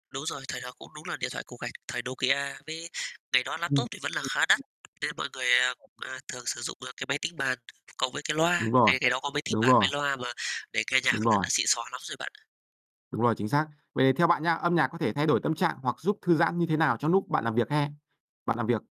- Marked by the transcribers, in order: tapping; unintelligible speech; other background noise; distorted speech
- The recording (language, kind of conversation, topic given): Vietnamese, unstructured, Bạn nghĩ vai trò của âm nhạc trong cuộc sống hằng ngày là gì?